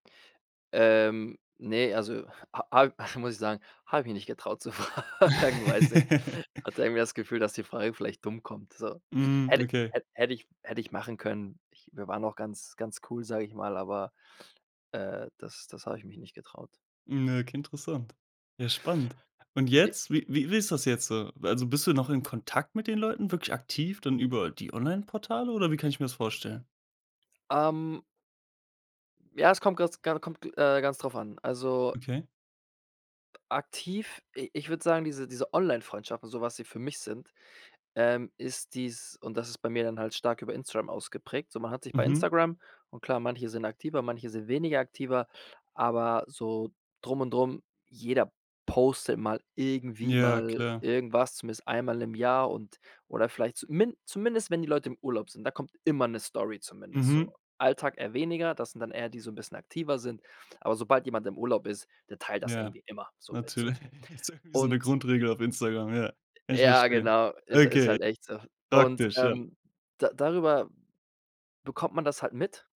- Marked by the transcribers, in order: chuckle; laughing while speaking: "fragen"; laugh; other background noise; stressed: "irgendwie"; stressed: "immer"; laughing while speaking: "natürlich"; giggle; joyful: "Ja, genau"; joyful: "Okay. Praktisch"
- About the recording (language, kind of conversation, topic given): German, podcast, Wie wichtig sind dir Online-Freunde im Vergleich zu Freundinnen und Freunden, die du persönlich kennst?